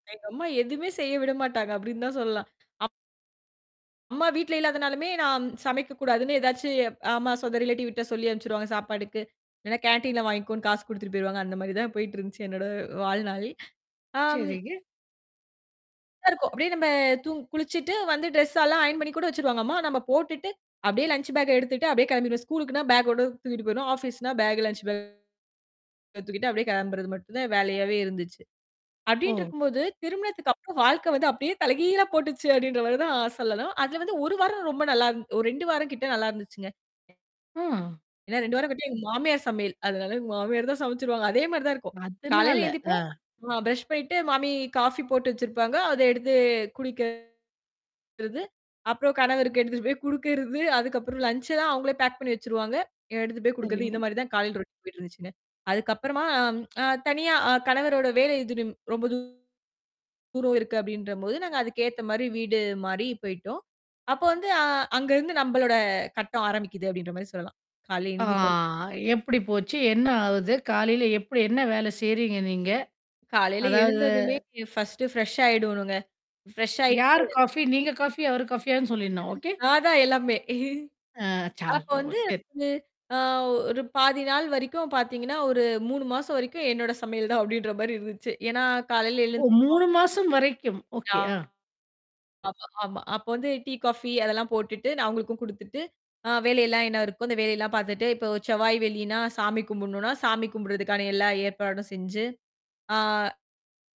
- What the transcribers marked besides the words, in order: in English: "ரிலேட்டிவ்"; in English: "கேன்டீன்ல"; laughing while speaking: "அந்த மாரி தான் போயிட்டு இருந்துச்சு என்னோட வாழ்நாள்"; distorted speech; in English: "லஞ்ச் பேக்க"; mechanical hum; laughing while speaking: "தலைகீழா போட்டுச்சு அப்டின்ற மாரி தான் சொல்லணும்"; other noise; static; laughing while speaking: "அதனால மாமியார் தான் சமைச்சுருவாங்க"; laughing while speaking: "குடுக்கறது"; in English: "ரோட்டின்"; drawn out: "ஆ"; in English: "ஃபர்ஸ்ட்டு ஃப்ரெஷ்"; in English: "ஃப்ரெஷ்"; laughing while speaking: "நான் தான் எல்லாமே"; laughing while speaking: "அப்டின்ற மாரி இருந்துச்சு"
- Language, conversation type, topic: Tamil, podcast, உங்கள் வீட்டில் காலை நேர பழக்கவழக்கங்கள் எப்படி இருக்கின்றன?